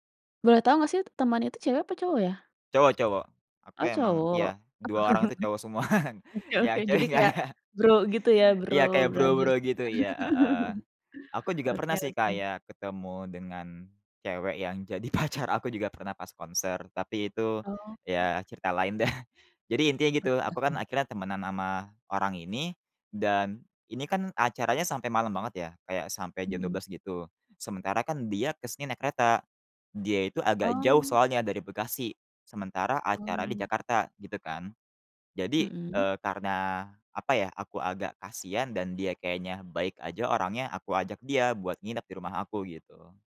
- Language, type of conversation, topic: Indonesian, podcast, Apa pengalaman konser paling berkesan yang pernah kamu datangi?
- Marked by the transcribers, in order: chuckle; laughing while speaking: "cewek nggak ada"; in English: "brothers"; chuckle; laughing while speaking: "pacar"; laughing while speaking: "deh"; other background noise; tapping